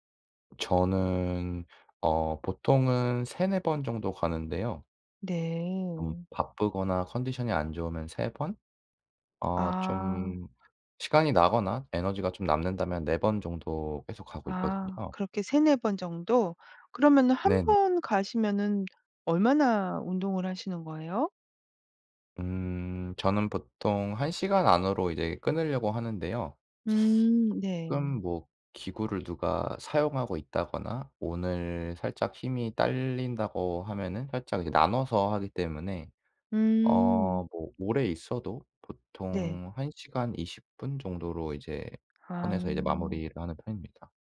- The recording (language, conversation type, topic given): Korean, advice, 운동 후 피로가 오래가고 잠을 자도 회복이 잘 안 되는 이유는 무엇인가요?
- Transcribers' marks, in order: other background noise; tapping